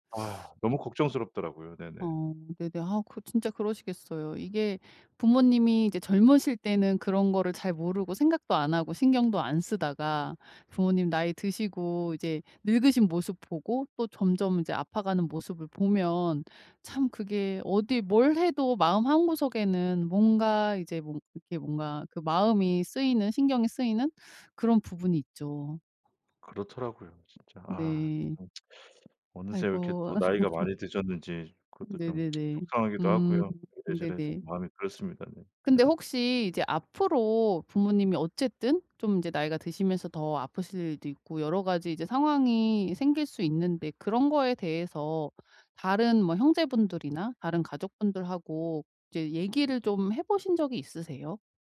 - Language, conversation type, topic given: Korean, advice, 부모님의 건강이 악화되면서 돌봄 책임이 어떻게 될지 불확실한데, 어떻게 대비해야 할까요?
- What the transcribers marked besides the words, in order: other background noise; tsk; laugh; tapping; tsk; laugh